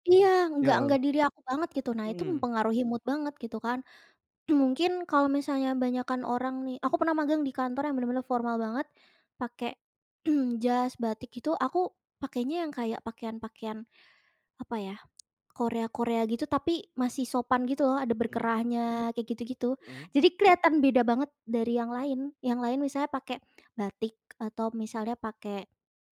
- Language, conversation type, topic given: Indonesian, podcast, Bagaimana pakaian dapat mengubah suasana hati Anda sehari-hari?
- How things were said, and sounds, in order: in English: "mood"; throat clearing; throat clearing